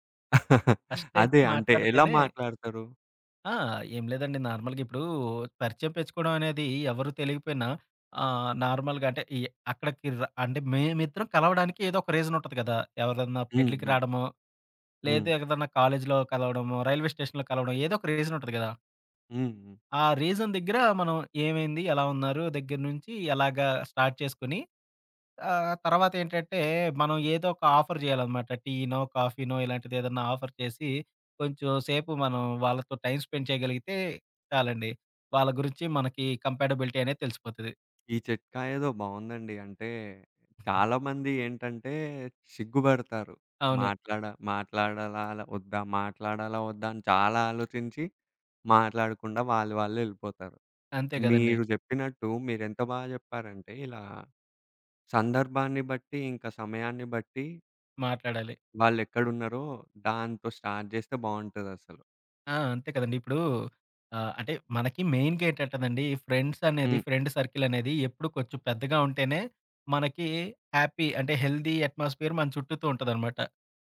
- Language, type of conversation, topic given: Telugu, podcast, ఫ్లోలోకి మీరు సాధారణంగా ఎలా చేరుకుంటారు?
- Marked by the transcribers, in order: laugh; in English: "ఫస్ట్"; in English: "నార్మల్‌గా"; in English: "నార్మల్‌గా"; in English: "రీజన్"; in English: "రీజన్"; in English: "రీజన్"; in English: "స్టార్ట్"; in English: "ఆఫర్"; in English: "ఆఫర్"; in English: "టైమ్ స్పెండ్"; in English: "కంపేాటబిలిటీ"; other background noise; in English: "స్టార్ట్"; in English: "మెయిన్‌గా"; in English: "ఫ్రెండ్స్"; in English: "ఫ్రెండ్ సర్కిల్"; in English: "హ్యాపీ"; in English: "హెల్దీ ఎట్‌మాస్ఫియర్"